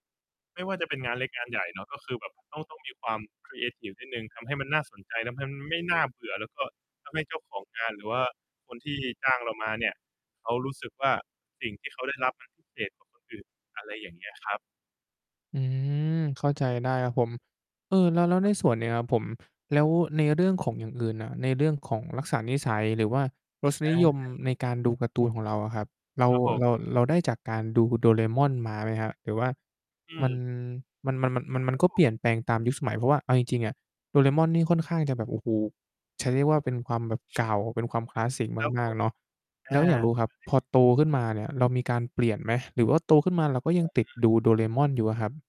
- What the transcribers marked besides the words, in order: distorted speech; chuckle; other background noise; tapping
- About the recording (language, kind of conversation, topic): Thai, podcast, หนังหรือการ์ตูนที่คุณดูตอนเด็กๆ ส่งผลต่อคุณในวันนี้อย่างไรบ้าง?